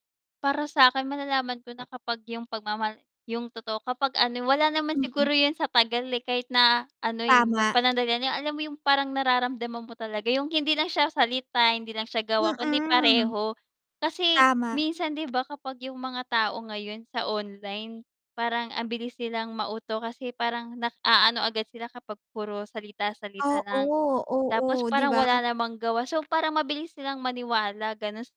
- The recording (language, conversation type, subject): Filipino, unstructured, Paano mo ilalarawan ang tunay na pagmamahal?
- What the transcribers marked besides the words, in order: other background noise; distorted speech; static